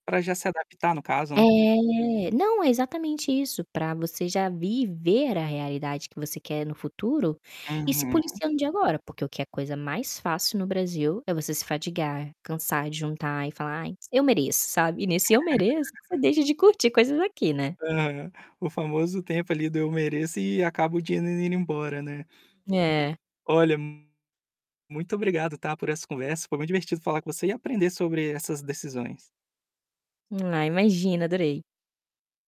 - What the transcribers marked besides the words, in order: drawn out: "É"; tapping; laugh; distorted speech
- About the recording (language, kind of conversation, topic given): Portuguese, podcast, Como o medo de errar contribui para a indecisão?